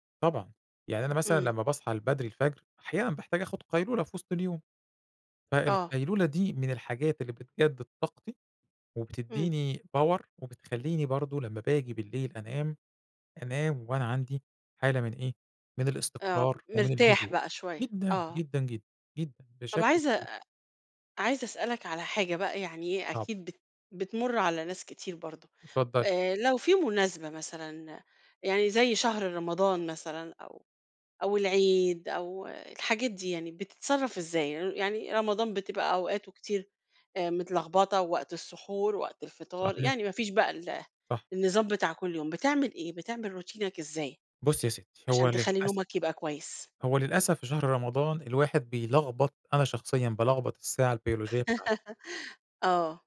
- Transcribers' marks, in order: in English: "power"; tapping; unintelligible speech; in English: "روتينك"; laugh
- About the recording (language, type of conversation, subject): Arabic, podcast, إزاي بتحافظ على نوم كويس؟